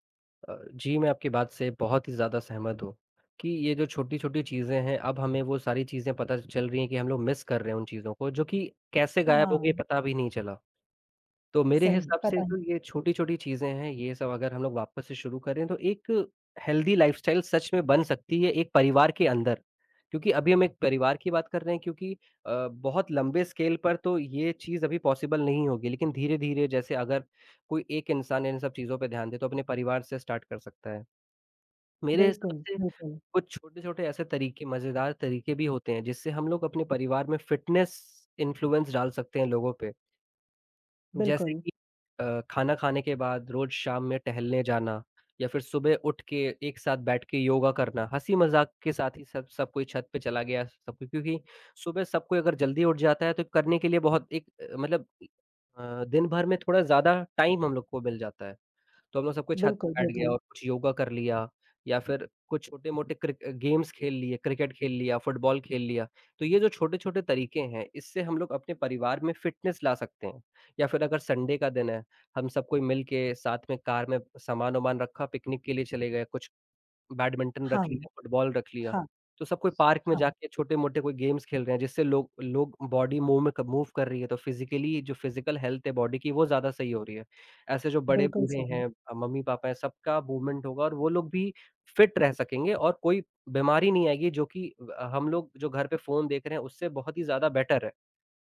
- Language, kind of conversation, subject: Hindi, unstructured, हम अपने परिवार को अधिक सक्रिय जीवनशैली अपनाने के लिए कैसे प्रेरित कर सकते हैं?
- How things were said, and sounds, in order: tapping; in English: "मिस"; in English: "हेल्दी लाइफ़स्टाइल"; in English: "स्केल"; in English: "पॉसिबल"; in English: "स्टार्ट"; in English: "फिटनेस इन्फ्लुएंस"; in English: "टाइम"; in English: "गेम्स"; in English: "फिटनेस"; in English: "संडे"; in English: "गेम्स"; in English: "बॉडी मूव"; in English: "मूव"; in English: "फ़िज़िकली"; in English: "फ़िज़िकल हेल्थ"; in English: "बॉडी"; in English: "मूवमेंट"; in English: "फ़िट"; in English: "बेटर"